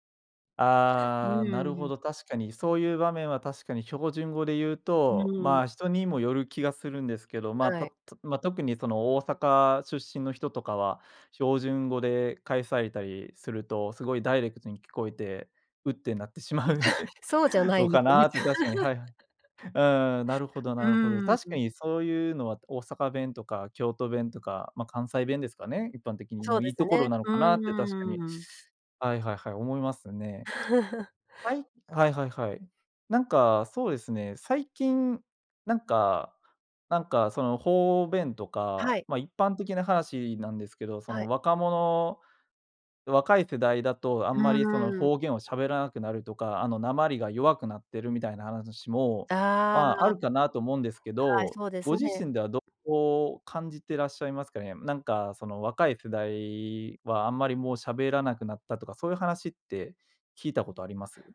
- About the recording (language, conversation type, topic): Japanese, podcast, 故郷の方言や言い回しで、特に好きなものは何ですか？
- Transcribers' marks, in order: laugh; laughing while speaking: "しまう"; laugh; chuckle; tapping